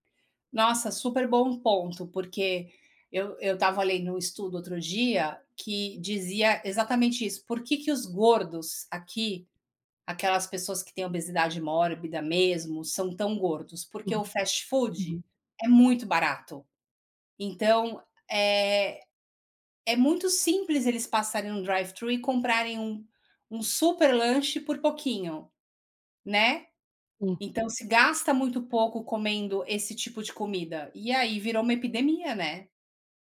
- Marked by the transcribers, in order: none
- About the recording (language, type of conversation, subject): Portuguese, podcast, Como a comida do novo lugar ajudou você a se adaptar?